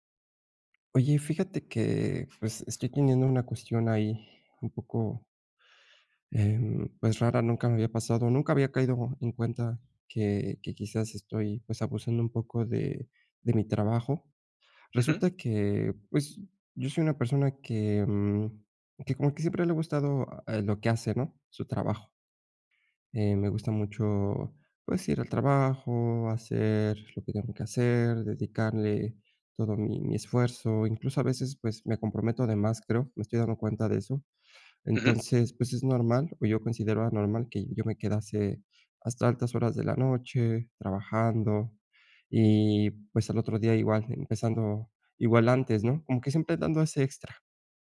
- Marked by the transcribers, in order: other background noise
- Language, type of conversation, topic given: Spanish, advice, ¿Cómo puedo encontrar un propósito fuera de mi trabajo?